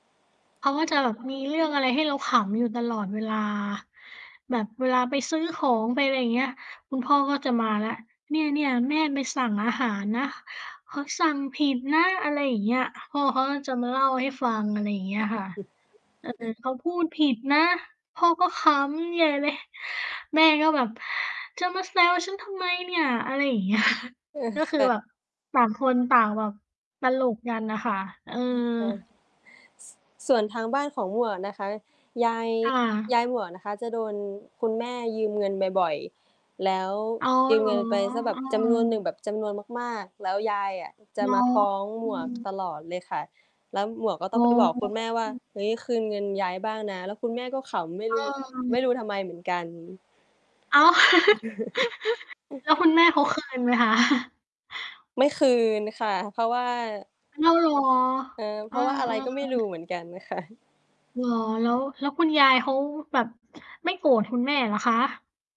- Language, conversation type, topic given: Thai, unstructured, ครอบครัวของคุณมีเรื่องตลกอะไรที่ยังจำได้อยู่ไหม?
- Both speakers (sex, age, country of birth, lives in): female, 30-34, Thailand, Thailand; female, 40-44, Thailand, Thailand
- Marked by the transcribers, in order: static; unintelligible speech; distorted speech; laughing while speaking: "เลย"; laughing while speaking: "เงี้ย"; other background noise; giggle; chuckle; laughing while speaking: "ค่ะ"